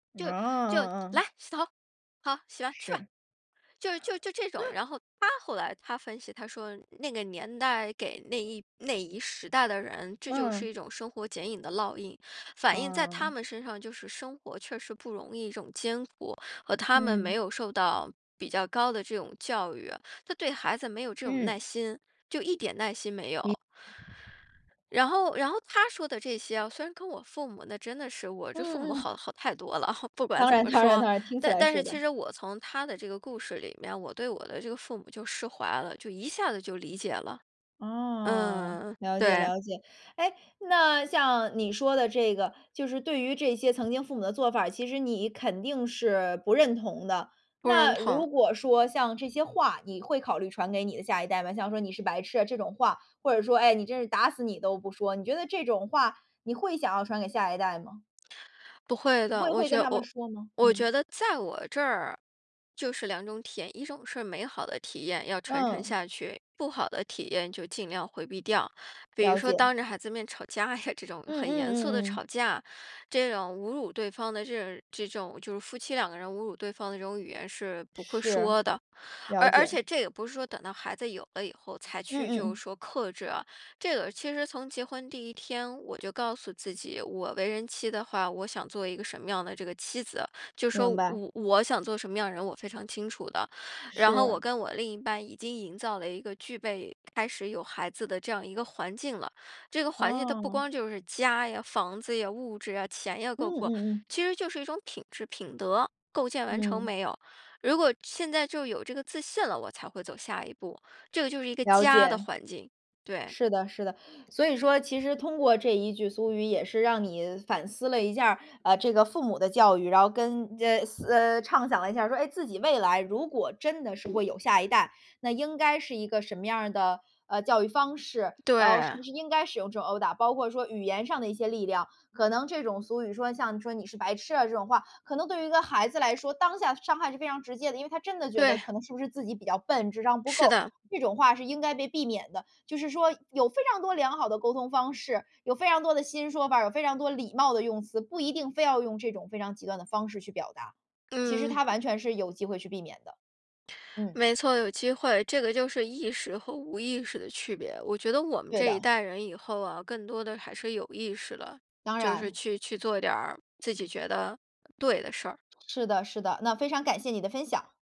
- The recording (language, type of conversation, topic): Chinese, podcast, 有没有一句家里常说的俗语一直留在你心里？
- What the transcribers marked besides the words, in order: chuckle; other background noise; stressed: "家"